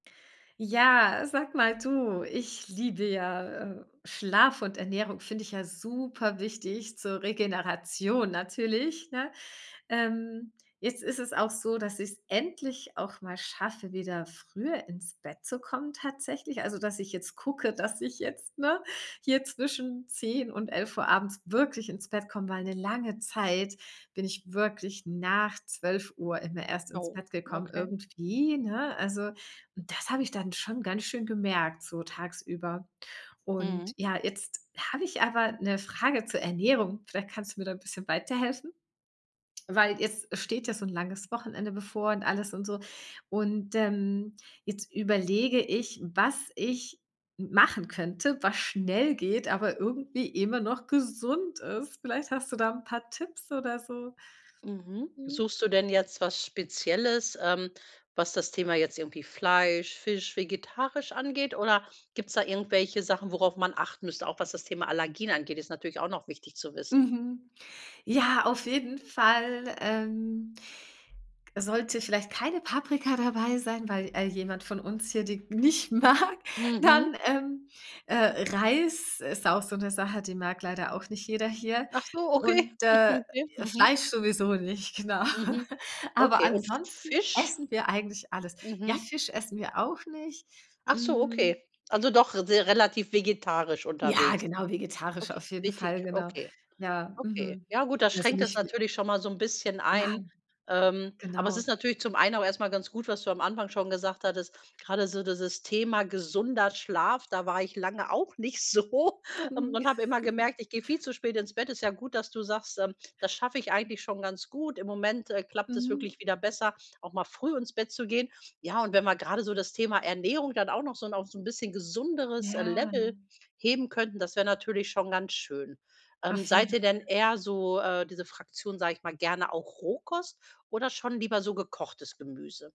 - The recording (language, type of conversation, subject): German, advice, Wie kann ich Schlaf und Ernährung für eine bessere Regeneration nutzen?
- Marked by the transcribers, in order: "liebe" said as "liede"; joyful: "jetzt, ne"; joyful: "gesund ist"; laughing while speaking: "nicht mag"; laughing while speaking: "okay"; chuckle; laughing while speaking: "genau"; laughing while speaking: "so"; joyful: "Mhm"; chuckle